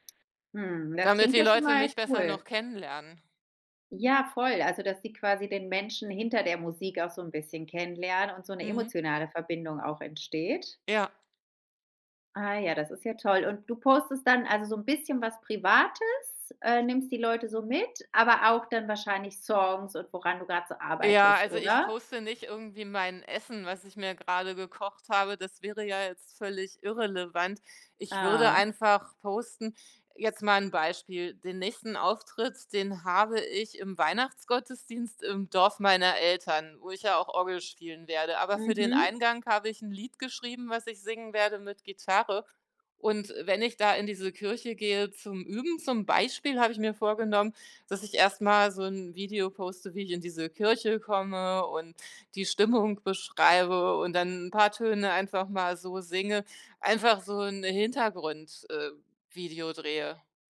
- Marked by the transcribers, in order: other background noise
- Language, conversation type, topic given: German, podcast, Hast du einen beruflichen Traum, den du noch verfolgst?